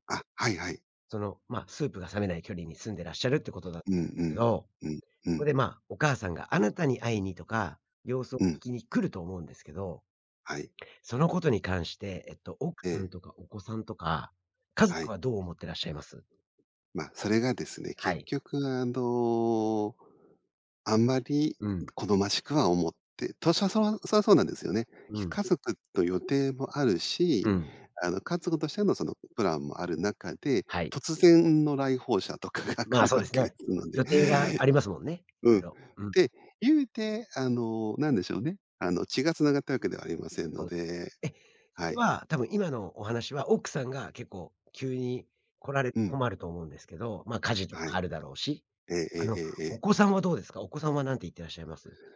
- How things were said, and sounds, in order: unintelligible speech; laughing while speaking: "とかが来るわけですので"
- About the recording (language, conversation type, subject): Japanese, podcast, 親との価値観の違いを、どのように乗り越えましたか？